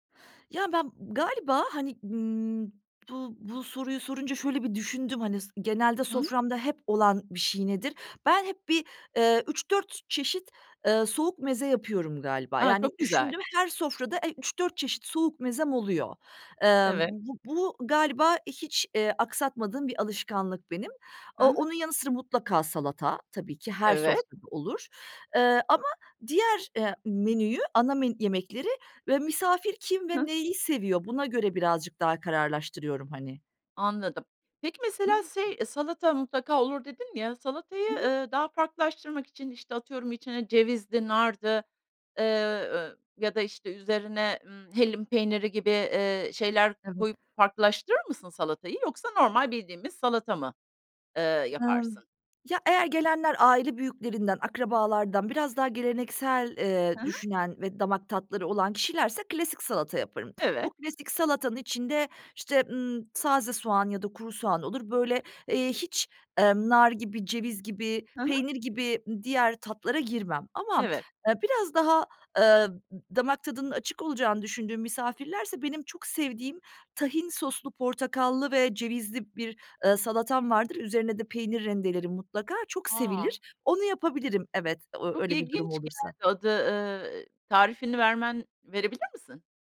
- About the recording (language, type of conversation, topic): Turkish, podcast, Yemek yaparken nelere dikkat edersin ve genelde nasıl bir rutinin var?
- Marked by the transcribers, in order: "şey" said as "sey"; other background noise; other noise